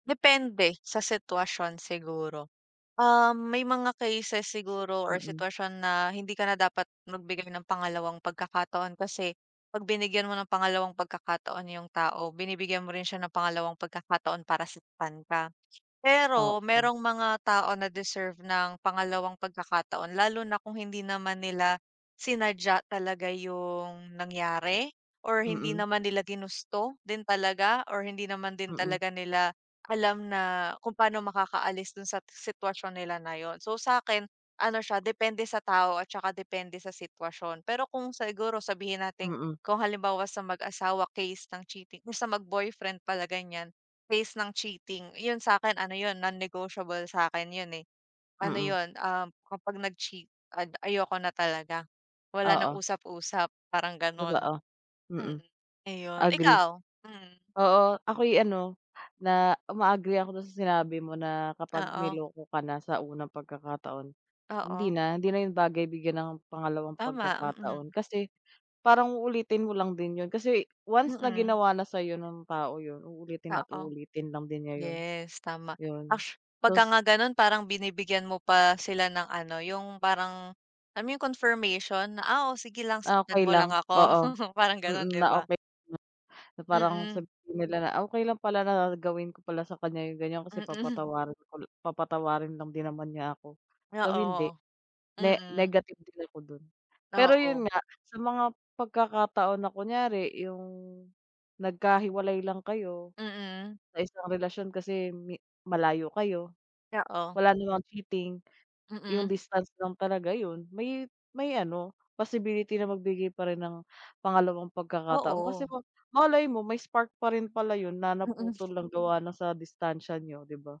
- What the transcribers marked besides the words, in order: chuckle; tapping; other background noise
- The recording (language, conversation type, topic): Filipino, unstructured, Ano ang palagay mo tungkol sa pagbibigay ng pangalawang pagkakataon?